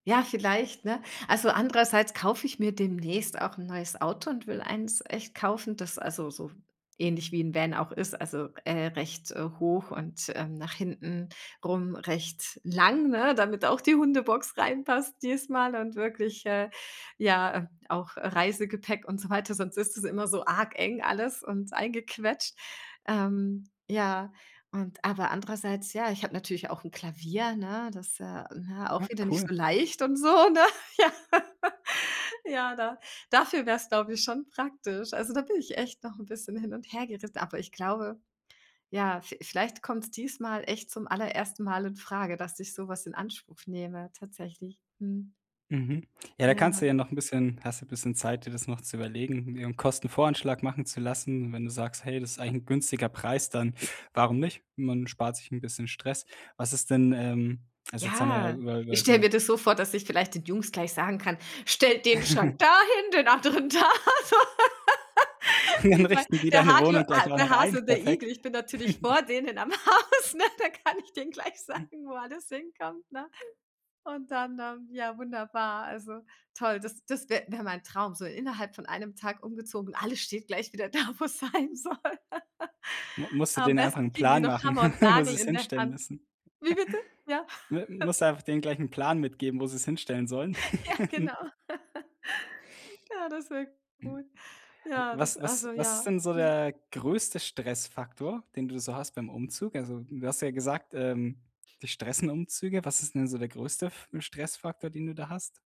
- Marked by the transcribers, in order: laughing while speaking: "so, ne? Ja"; laugh; drawn out: "Ja"; other background noise; giggle; put-on voice: "Stellt den Schrank dahin"; laughing while speaking: "da, so"; chuckle; laughing while speaking: "Dann richten die"; laugh; giggle; laughing while speaking: "am Haus, ne? Da kann ich denen gleich sagen, wo"; other noise; laughing while speaking: "wo es sein soll"; laugh; chuckle; laughing while speaking: "Ja, genau"; giggle; laugh
- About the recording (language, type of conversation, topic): German, advice, Wie plane ich meinen Umzug, damit er stressfrei verläuft?